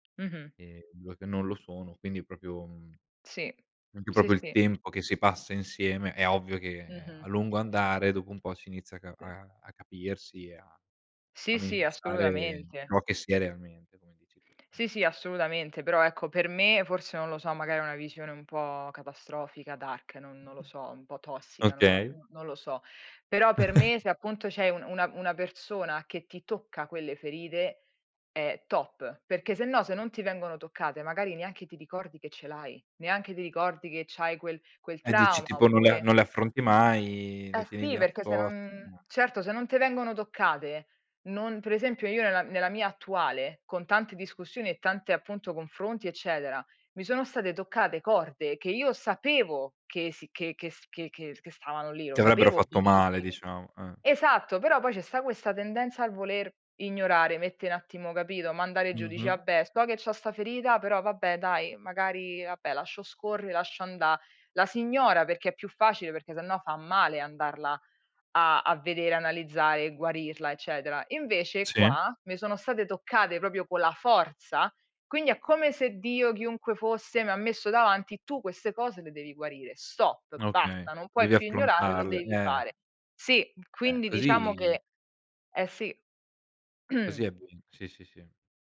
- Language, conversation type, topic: Italian, unstructured, Quale sorpresa hai scoperto durante una discussione?
- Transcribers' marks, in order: "proprio" said as "propio"; other background noise; "proprio" said as "propio"; tapping; "manifestare" said as "minifestare"; in English: "dark"; chuckle; drawn out: "mai"; drawn out: "non"; "per" said as "pre"; "attimo" said as "nattimo"; "vabbè" said as "abbè"; "proprio" said as "propio"; drawn out: "così"; throat clearing